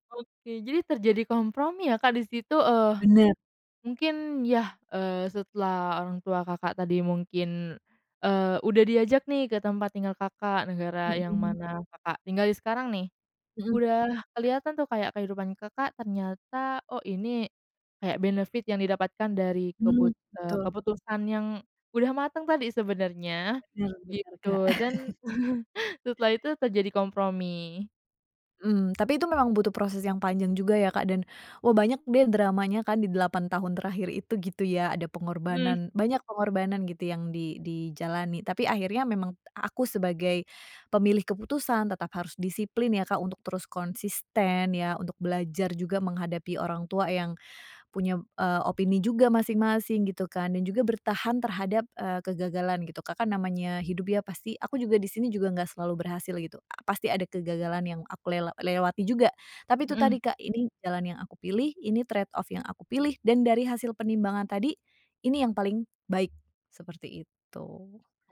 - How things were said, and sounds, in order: chuckle; in English: "trade off"
- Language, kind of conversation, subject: Indonesian, podcast, Apa pengorbanan paling berat yang harus dilakukan untuk meraih sukses?